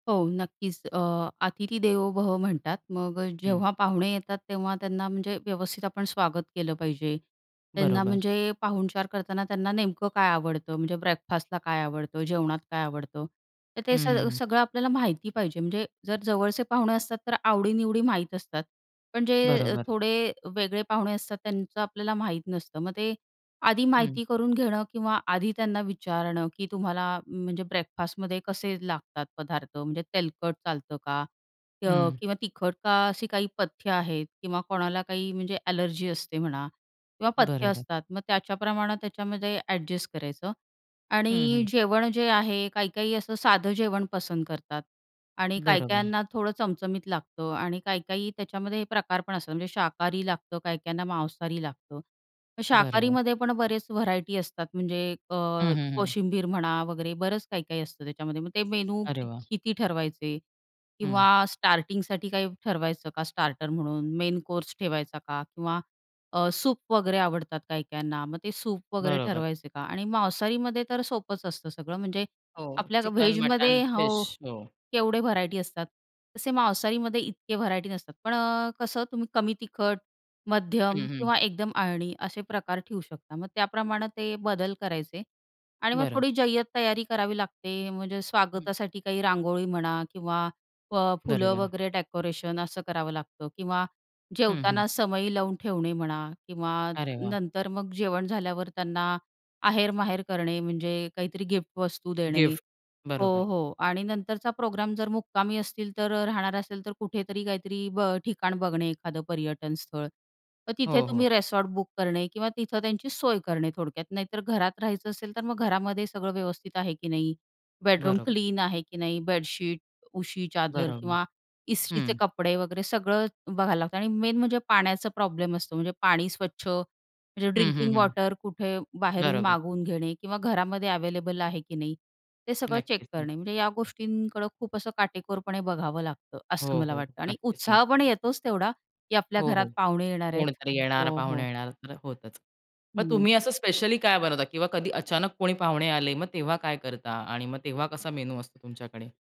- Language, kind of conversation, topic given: Marathi, podcast, अतिथींसाठी मेन्यू ठरवताना तुम्हाला काय महत्त्वाचं वाटतं?
- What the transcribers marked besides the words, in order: other background noise; tapping; horn; in English: "मेन कोर्स"; in English: "बेडशीट"; in English: "मेन"; in English: "ड्रिंकिंग वॉटर"; in English: "चेक"